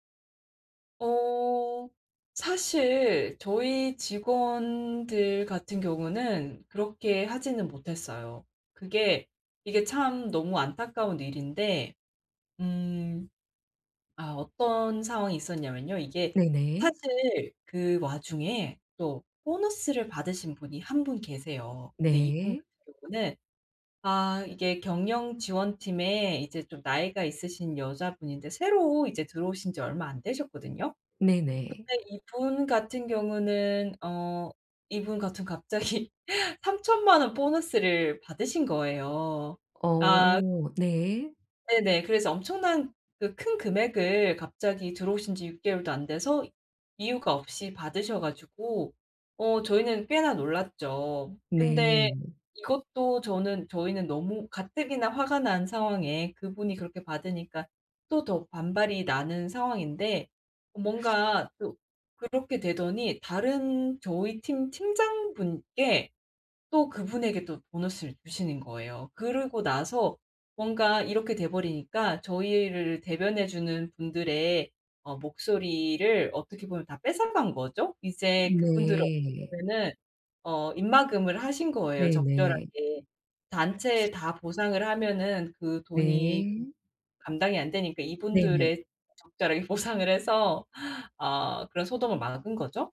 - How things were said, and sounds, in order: tapping; laughing while speaking: "갑자기"; laughing while speaking: "보상을 해서"
- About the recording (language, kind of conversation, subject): Korean, advice, 직장에서 관행처럼 굳어진 불공정한 처우에 실무적으로 안전하게 어떻게 대응해야 할까요?